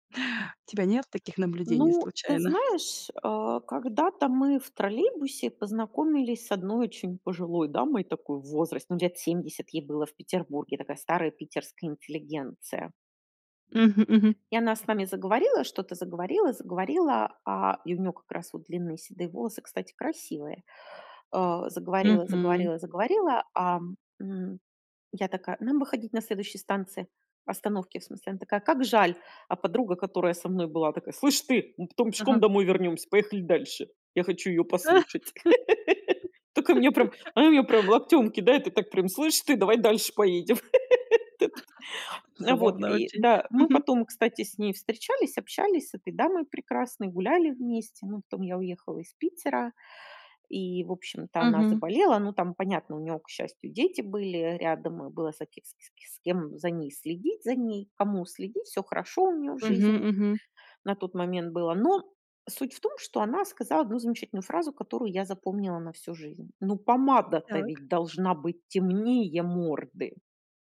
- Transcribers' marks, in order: tapping; put-on voice: "Слышь ты, мы потом пешком … хочу её послушать"; laugh; chuckle; laugh; put-on voice: "Ну помада-то ведь должна быть темнее морды"
- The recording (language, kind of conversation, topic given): Russian, podcast, Что обычно вдохновляет вас на смену внешности и обновление гардероба?